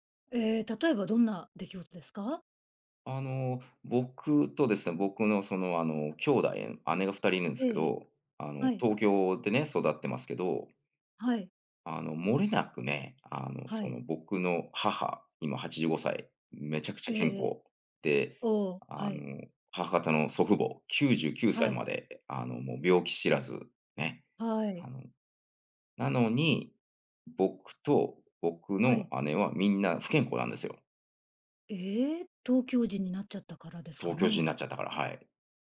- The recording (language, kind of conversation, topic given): Japanese, podcast, 食文化に関して、特に印象に残っている体験は何ですか?
- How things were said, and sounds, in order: none